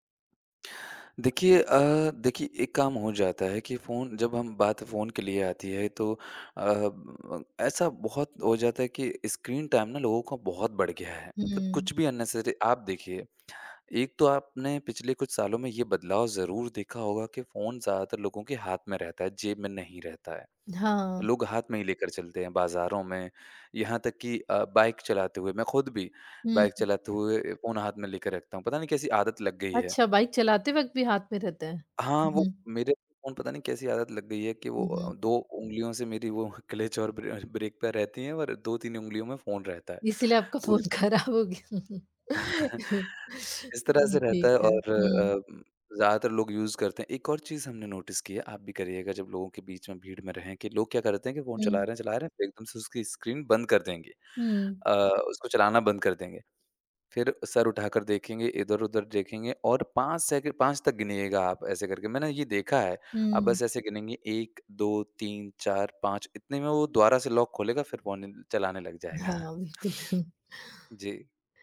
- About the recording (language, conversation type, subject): Hindi, podcast, फोन के बिना आपका एक दिन कैसे बीतता है?
- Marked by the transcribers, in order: tapping; other noise; horn; other background noise; laughing while speaking: "ख़राब हो गया"; chuckle; teeth sucking; in English: "यूज़"; in English: "नोटिस"; in English: "लॉक"; chuckle; laughing while speaking: "जाएगा"; sniff